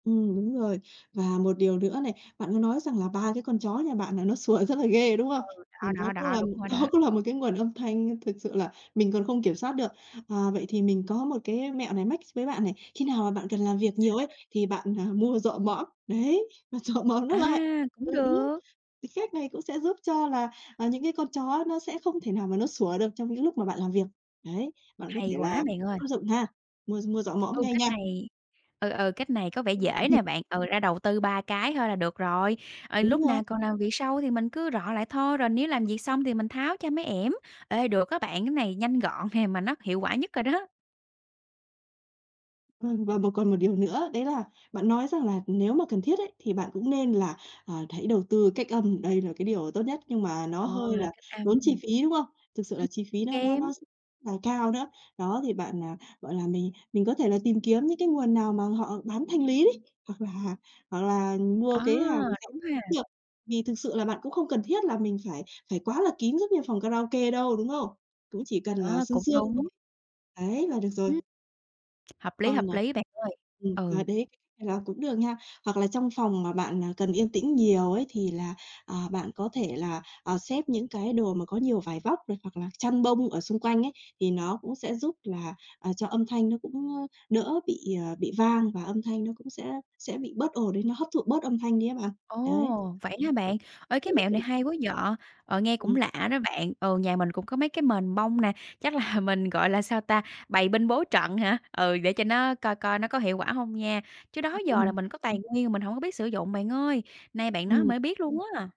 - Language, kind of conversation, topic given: Vietnamese, advice, Làm sao để tạo không gian yên tĩnh để làm việc sâu tại nhà?
- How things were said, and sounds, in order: laughing while speaking: "rất là ghê"; other background noise; laughing while speaking: "nó cũng là"; laughing while speaking: "rọ mõm"; tapping; laughing while speaking: "nè"; laughing while speaking: "là"